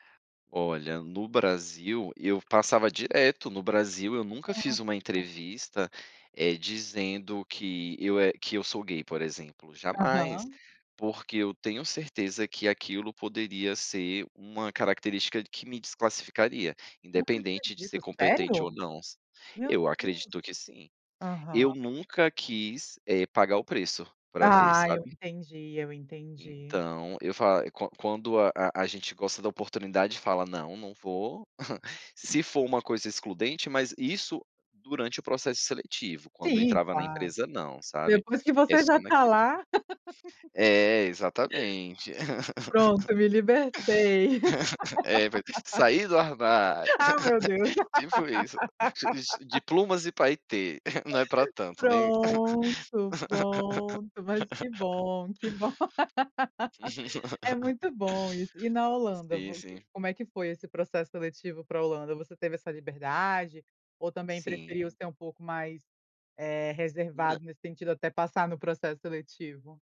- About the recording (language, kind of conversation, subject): Portuguese, podcast, O que a palavra representatividade significa para você hoje?
- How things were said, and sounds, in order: chuckle; other background noise; laugh; laugh; laugh; laugh; laugh